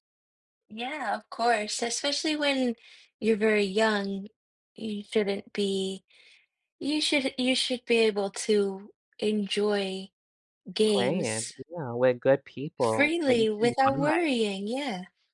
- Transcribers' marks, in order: none
- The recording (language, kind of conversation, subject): English, unstructured, Why do some people get so upset about video game choices?
- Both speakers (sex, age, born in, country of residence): female, 30-34, United States, United States; male, 30-34, United States, United States